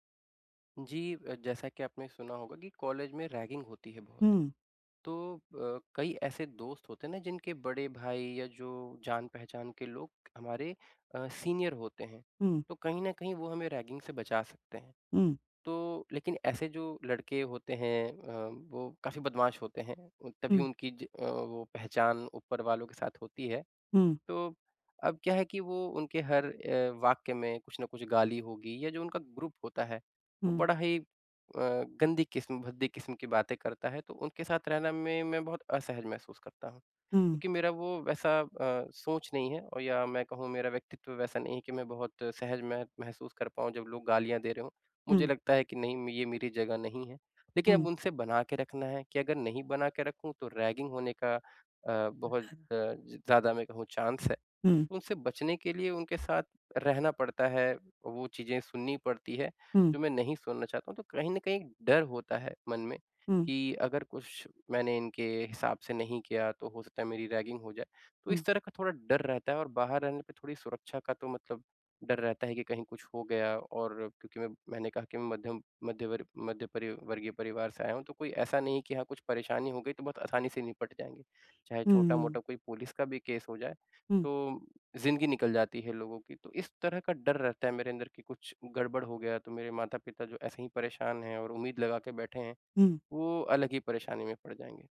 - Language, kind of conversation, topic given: Hindi, advice, दोस्तों के साथ भावनात्मक सीमाएँ कैसे बनाऊँ और उन्हें बनाए कैसे रखूँ?
- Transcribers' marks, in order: in English: "रैगिंग"; in English: "सीनियर"; in English: "रैगिंग"; in English: "ग्रुप"; in English: "रैगिंग"; in English: "चांस"; in English: "रैगिंग"; in English: "केस"